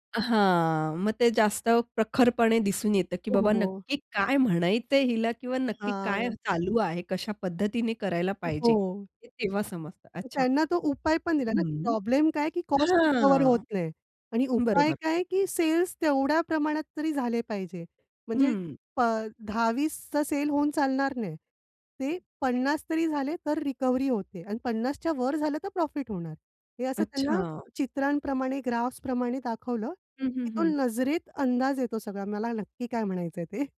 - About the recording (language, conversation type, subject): Marathi, podcast, काम दाखवताना कथा सांगणं का महत्त्वाचं?
- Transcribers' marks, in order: other background noise; chuckle